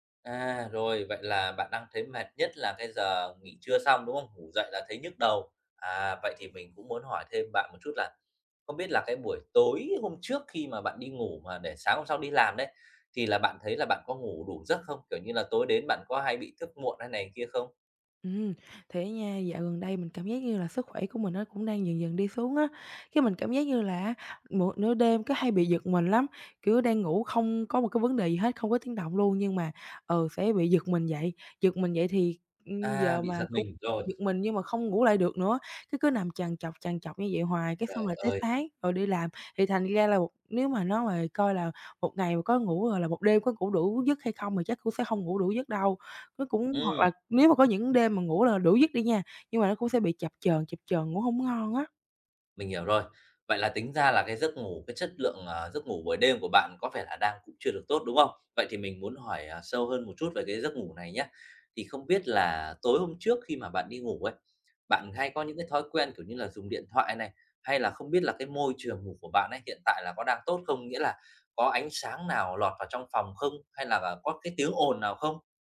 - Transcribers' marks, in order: tapping; other background noise
- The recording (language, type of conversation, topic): Vietnamese, advice, Làm thế nào để duy trì năng lượng suốt cả ngày mà không cảm thấy mệt mỏi?